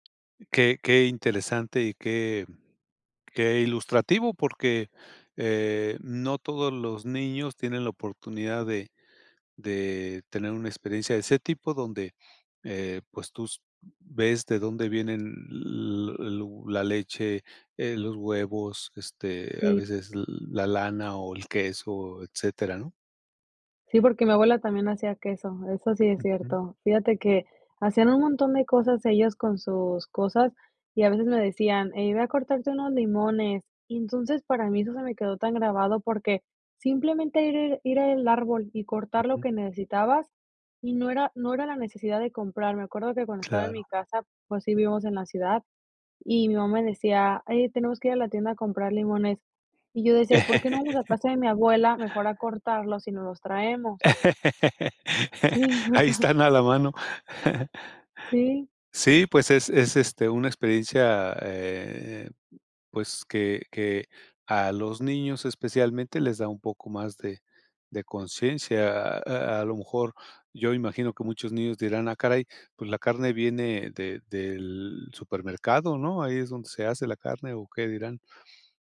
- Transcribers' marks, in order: laugh; laugh; laughing while speaking: "Sí, o sea"; chuckle
- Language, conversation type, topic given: Spanish, podcast, ¿Tienes alguna anécdota de viaje que todo el mundo recuerde?